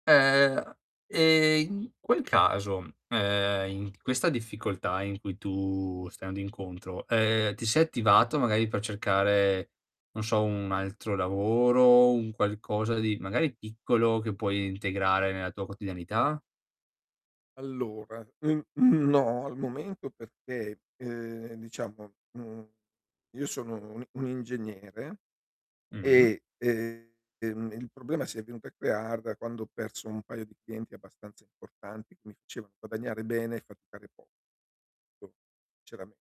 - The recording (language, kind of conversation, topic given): Italian, advice, Come posso gestire l’ansia legata alle mie finanze personali?
- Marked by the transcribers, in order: other background noise; "andando" said as "ando"; throat clearing; distorted speech